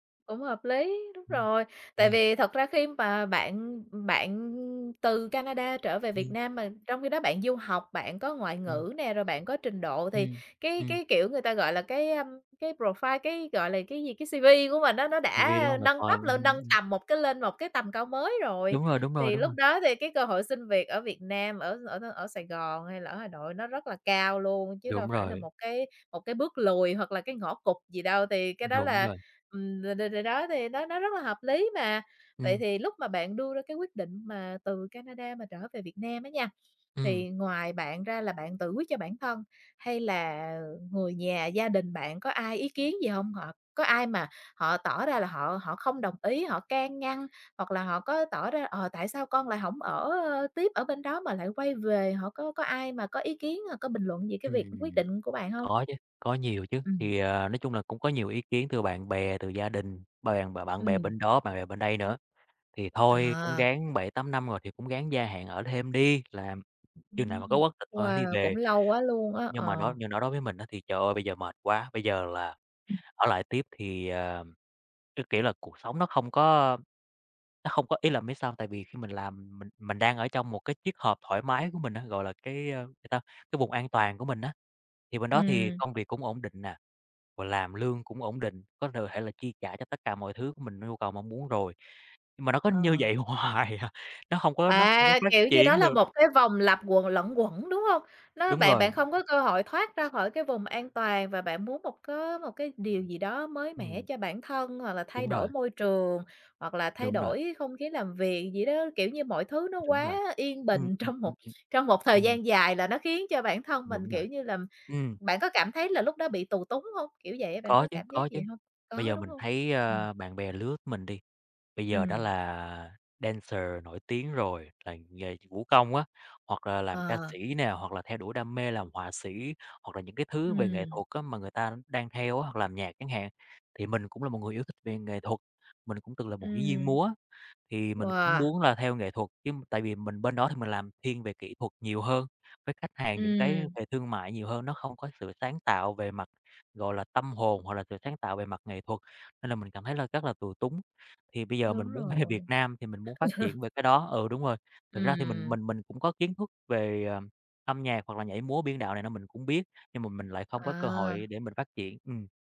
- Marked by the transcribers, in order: tapping; in English: "profile"; in English: "C-V"; in English: "C-V"; in English: "Profile"; other background noise; laughing while speaking: "hoài à"; laughing while speaking: "trong"; in English: "dancer"; laughing while speaking: "về"; laugh
- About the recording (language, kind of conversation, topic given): Vietnamese, podcast, Bạn có thể kể về lần bạn đã dũng cảm nhất không?